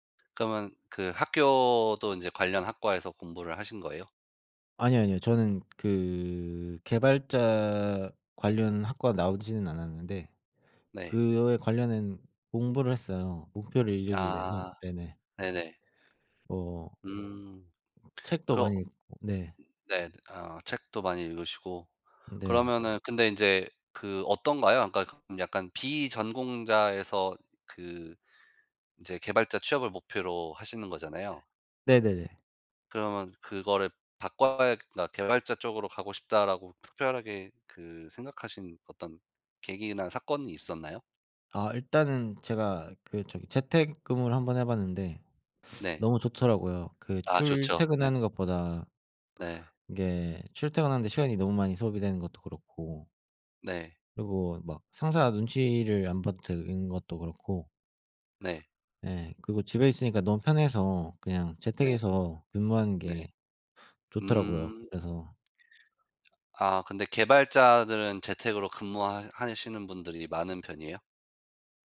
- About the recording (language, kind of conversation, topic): Korean, unstructured, 당신이 이루고 싶은 가장 큰 목표는 무엇인가요?
- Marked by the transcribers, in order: other background noise; tapping